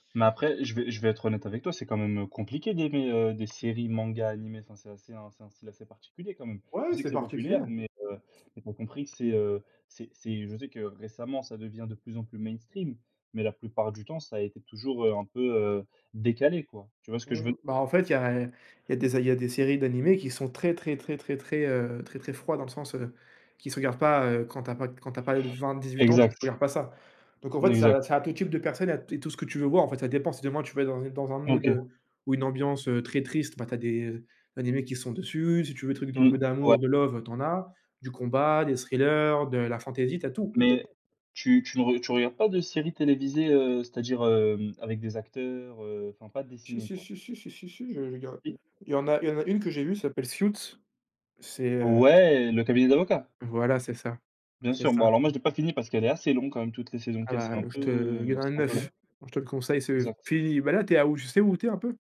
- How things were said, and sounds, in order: tapping; other background noise; in English: "love"
- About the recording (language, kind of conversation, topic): French, unstructured, Quelle série télévisée recommanderais-tu à un ami ?